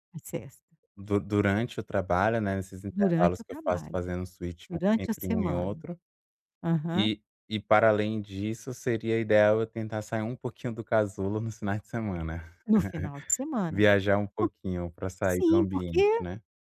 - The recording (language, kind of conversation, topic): Portuguese, advice, Como posso desligar e descansar no meu tempo livre?
- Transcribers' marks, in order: in English: "switch"; chuckle